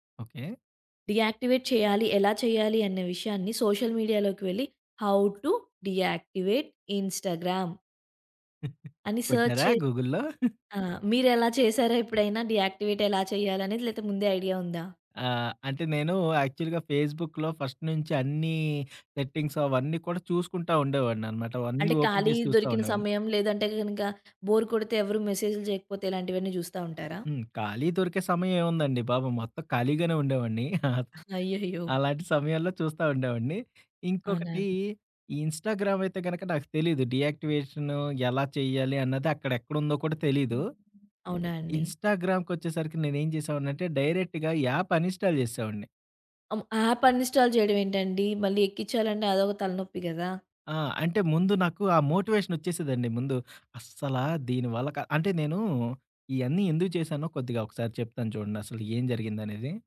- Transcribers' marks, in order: tapping; in English: "డీయాక్టివేట్"; in English: "సోషల్ మీడియాలోకి"; in English: "హౌ టు డియాక్టివేట్ ఇన్‌స్టాగ్రామ్"; giggle; in English: "సెర్చ్"; in English: "గూగుల్‌లో?"; giggle; other background noise; in English: "డియాక్టివేట్"; in English: "యాక్చువల్‌గా ఫేస్‌బుక్‌లో ఫస్ట్"; in English: "సెట్టింగ్స్"; in English: "ఓపెన్"; in English: "బోర్"; giggle; in English: "ఇన్‌స్టాగ్రామ్"; in English: "ఇన్‌స్టాగ్రామ్‌కొచ్చేసరికి"; in English: "డైరెక్ట్‌గా"; in English: "యాప్ అనిన్‌స్టాల్"; in English: "యాప్ అన్‌ఇన్‌స్టాల్"
- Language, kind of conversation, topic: Telugu, podcast, స్మార్ట్‌ఫోన్ లేదా సామాజిక మాధ్యమాల నుంచి కొంత విరామం తీసుకోవడం గురించి మీరు ఎలా భావిస్తారు?